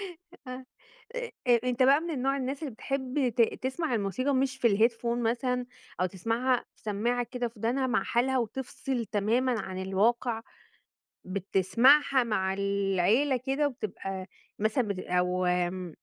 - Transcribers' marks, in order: in English: "الheadphone"
- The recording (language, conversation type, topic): Arabic, podcast, إيه نوع الموسيقى أو أغنية بتحس إنها بتمثّلك بجد؟